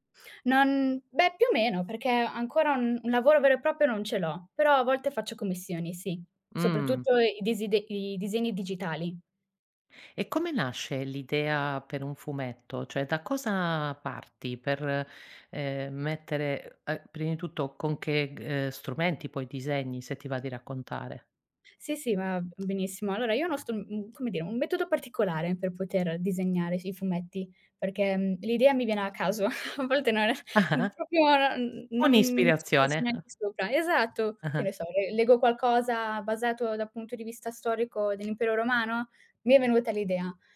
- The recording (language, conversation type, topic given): Italian, podcast, Qual è il tuo stile personale e come è nato?
- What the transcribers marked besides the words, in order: other background noise; "proprio" said as "propio"; tapping; chuckle; laughing while speaking: "non"; "proprio" said as "propio"